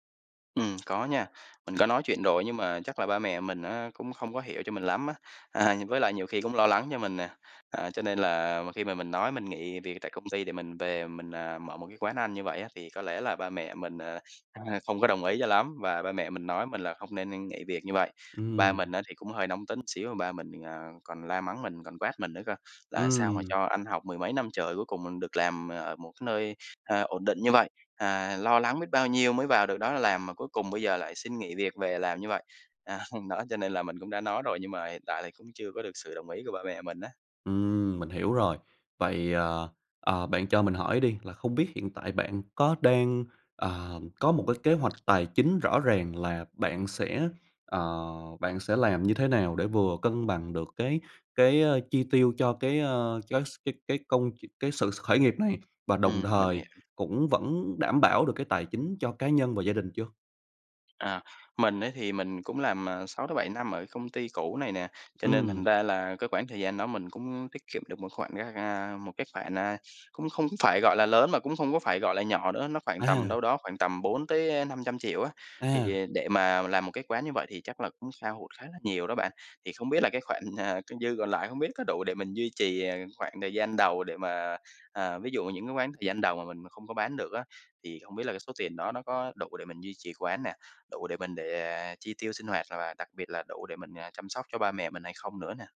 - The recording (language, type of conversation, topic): Vietnamese, advice, Bạn đang cảm thấy áp lực như thế nào khi phải cân bằng giữa gia đình và việc khởi nghiệp?
- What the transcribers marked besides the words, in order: tapping; laughing while speaking: "à"; laughing while speaking: "À, hôm"; laughing while speaking: "ờ"